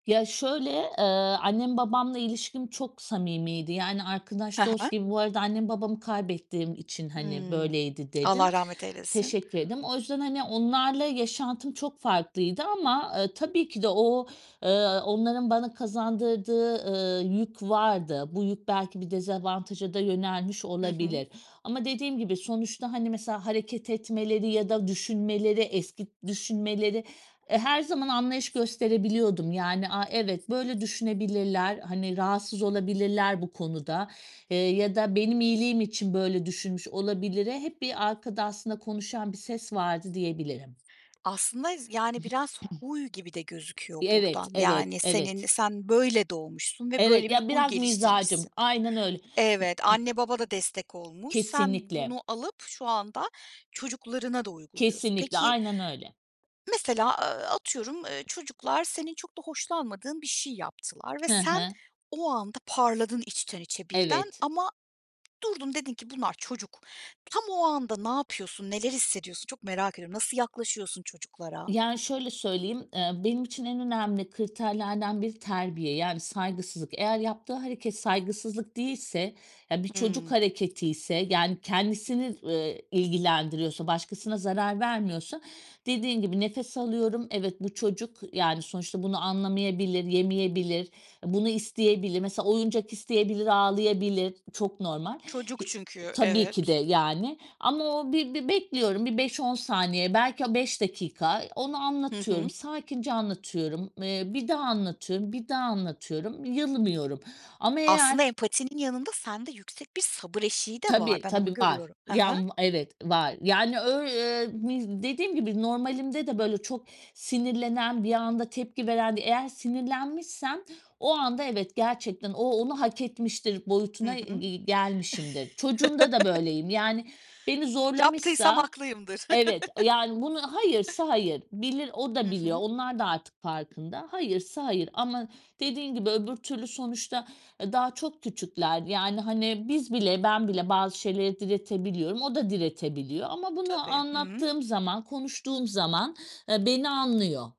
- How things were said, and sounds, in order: other background noise; tapping; throat clearing; chuckle; chuckle
- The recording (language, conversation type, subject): Turkish, podcast, Empati kurmayı günlük hayatta pratikte nasıl yapıyorsun, somut bir örnek verebilir misin?